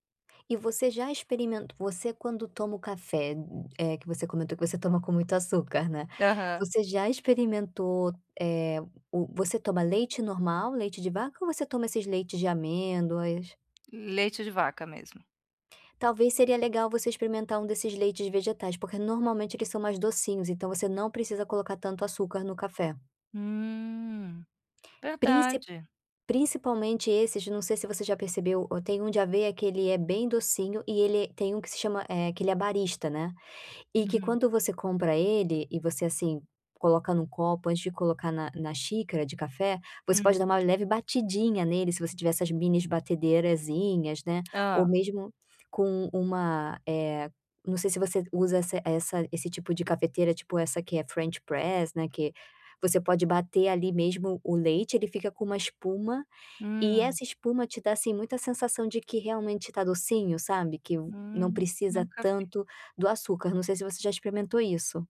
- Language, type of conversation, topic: Portuguese, advice, Como posso equilibrar praticidade e saúde ao escolher alimentos?
- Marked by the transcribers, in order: tapping; drawn out: "Hum"; in English: "French press"